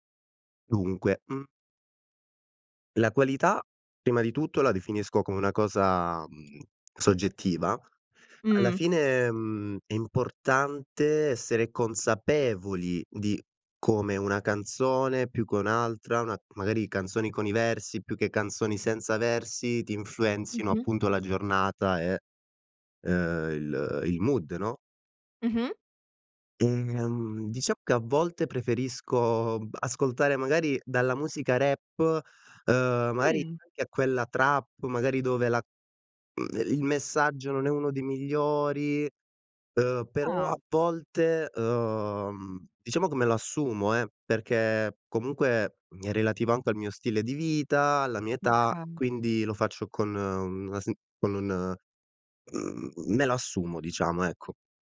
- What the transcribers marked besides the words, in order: tapping; in English: "mood"
- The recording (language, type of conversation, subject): Italian, podcast, Qual è la canzone che ti ha cambiato la vita?